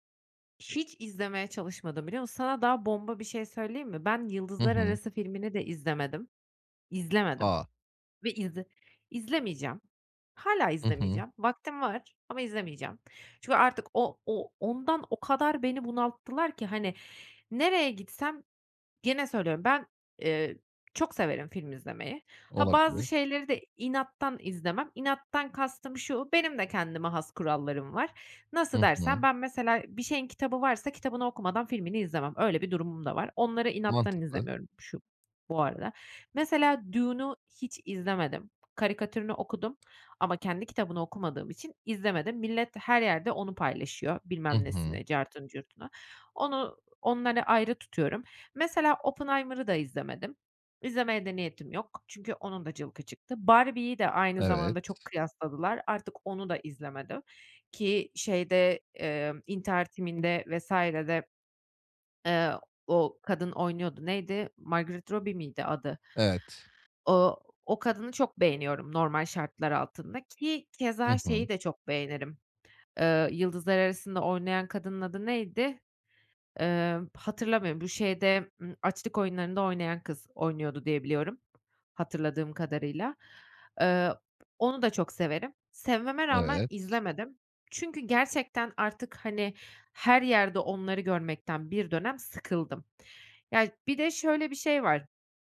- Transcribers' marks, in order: other background noise
- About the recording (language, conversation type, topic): Turkish, advice, Trendlere kapılmadan ve başkalarıyla kendimi kıyaslamadan nasıl daha az harcama yapabilirim?